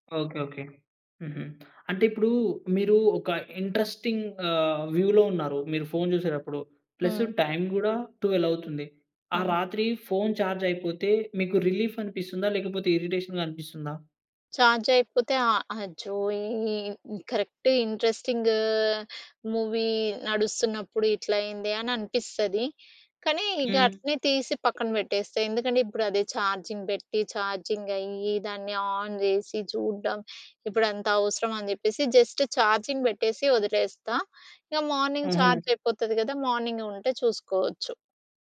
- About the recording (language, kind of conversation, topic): Telugu, podcast, రాత్రి పడుకునే ముందు మొబైల్ ఫోన్ వాడకం గురించి మీ అభిప్రాయం ఏమిటి?
- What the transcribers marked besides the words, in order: in English: "ఇంట్రెస్టింగ్"; in English: "వ్యూలో"; in English: "ప్లస్ టైమ్"; in English: "ట్వెల్వ్"; in English: "చార్జ్"; in English: "రిలీఫ్"; in English: "ఇరిటేషన్‌గా"; in English: "ఛార్జ్"; in English: "కరెక్ట్ ఇంట్రెస్టింగ్ మూవీ"; in English: "ఆన్"; in English: "జస్ట్"; in English: "మార్నింగ్ ఛార్జ్"; other background noise; in English: "మార్నింగ్"